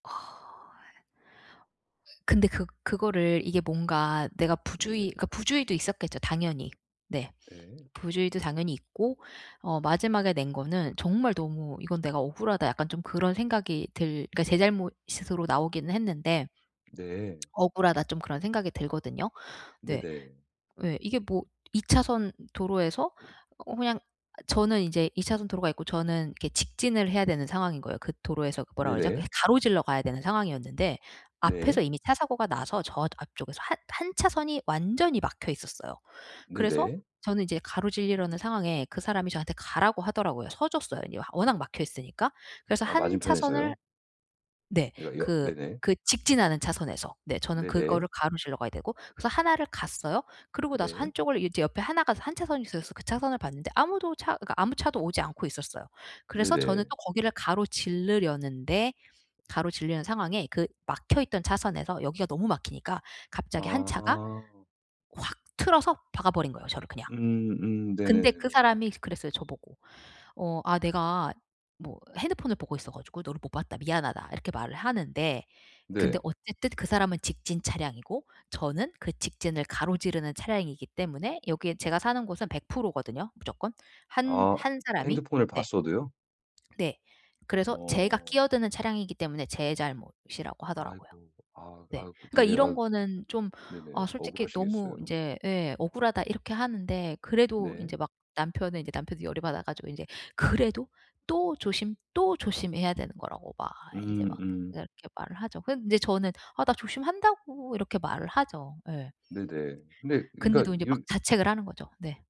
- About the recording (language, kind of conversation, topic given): Korean, advice, 실수를 해도 제 가치는 변하지 않는다고 느끼려면 어떻게 해야 하나요?
- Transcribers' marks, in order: exhale; tapping; other background noise; tsk; "가로지르려는데" said as "가로질르려는데"